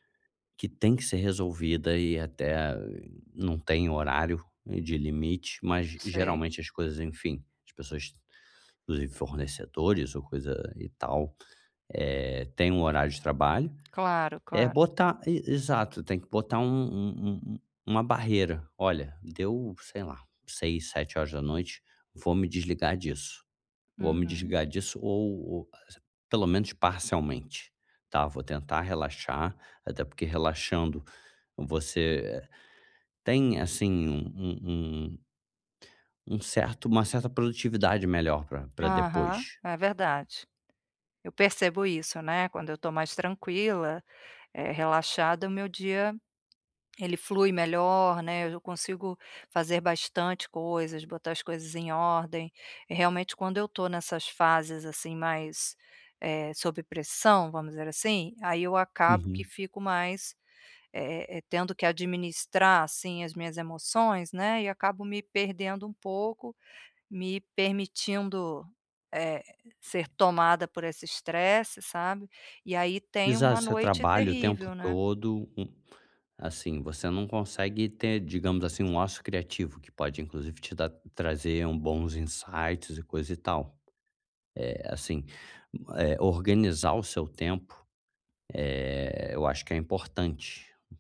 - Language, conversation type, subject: Portuguese, advice, Como é a sua rotina relaxante antes de dormir?
- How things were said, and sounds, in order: unintelligible speech; other noise; in English: "insights"